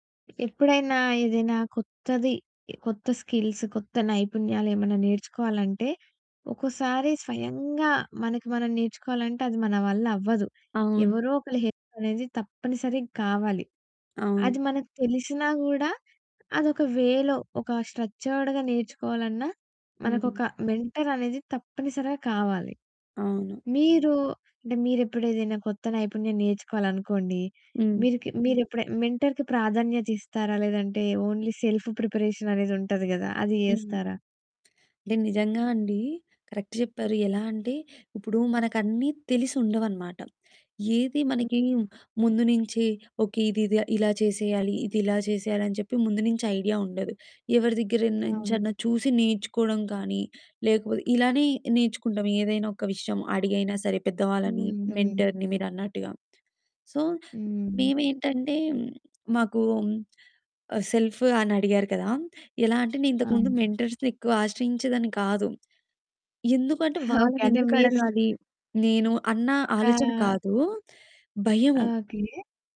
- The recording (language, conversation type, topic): Telugu, podcast, సరికొత్త నైపుణ్యాలు నేర్చుకునే ప్రక్రియలో మెంటర్ ఎలా సహాయపడగలరు?
- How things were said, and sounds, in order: other background noise; in English: "స్కిల్స్"; in English: "హెల్ప్"; in English: "వేలో"; in English: "స్ట్రక్చర్డ్‌గా"; in English: "మెంటర్"; in English: "మెంటర్‌కి"; in English: "ఓన్లీ సెల్ఫ్ ప్రిపరేషన్"; in English: "కరెక్ట్"; distorted speech; in English: "ఐడియా"; in English: "మెంటర్‌ని"; in English: "సో"; in English: "సెల్ఫ్"; in English: "మెంటర్స్‌ని"; laughing while speaking: "ఓకే. అంటే మీరు"